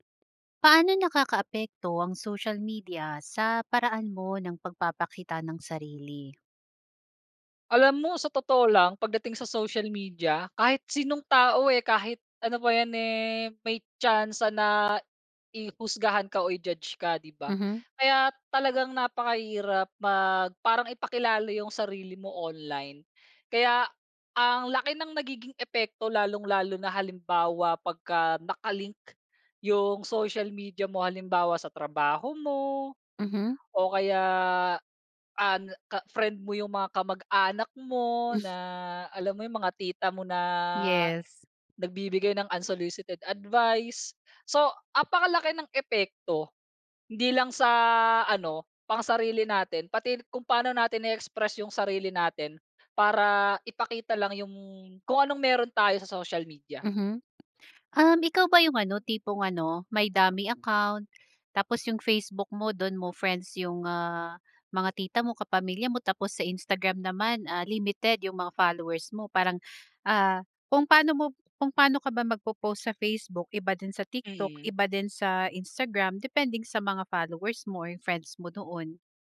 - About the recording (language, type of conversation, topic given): Filipino, podcast, Paano nakaaapekto ang midyang panlipunan sa paraan ng pagpapakita mo ng sarili?
- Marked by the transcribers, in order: background speech; in English: "unsolicited advice"; "napakalaki" said as "apakalaki"; tapping; gasp; gasp